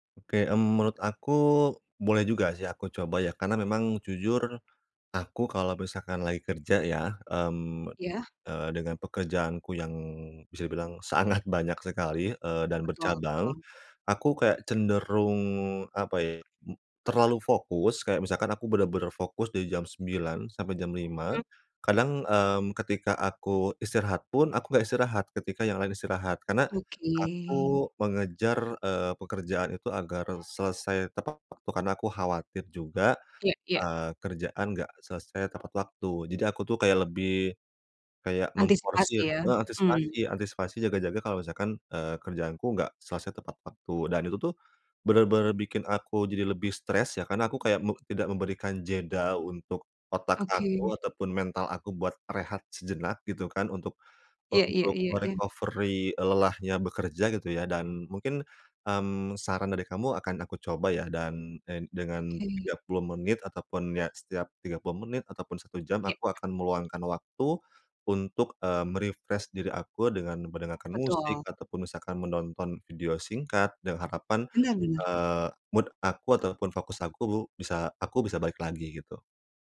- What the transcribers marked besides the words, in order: laughing while speaking: "sangat"; tapping; in English: "recovery"; other background noise; in English: "refresh"; in English: "mood"
- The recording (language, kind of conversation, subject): Indonesian, advice, Bagaimana cara memulai tugas besar yang membuat saya kewalahan?